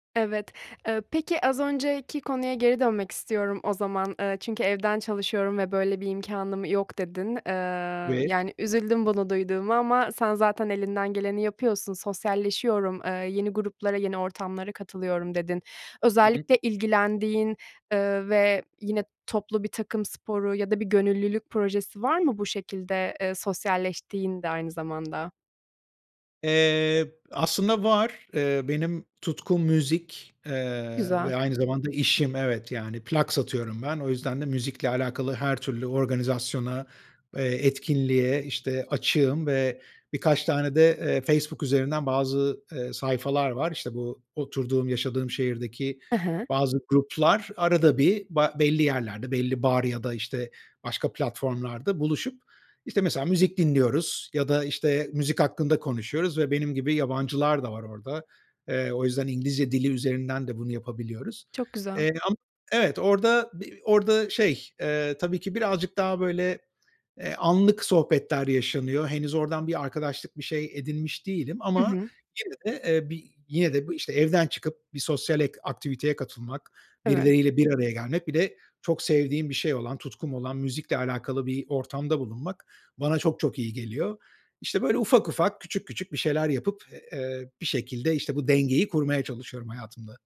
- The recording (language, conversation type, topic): Turkish, advice, Sosyal hayat ile yalnızlık arasında denge kurmakta neden zorlanıyorum?
- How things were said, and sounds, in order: other background noise; unintelligible speech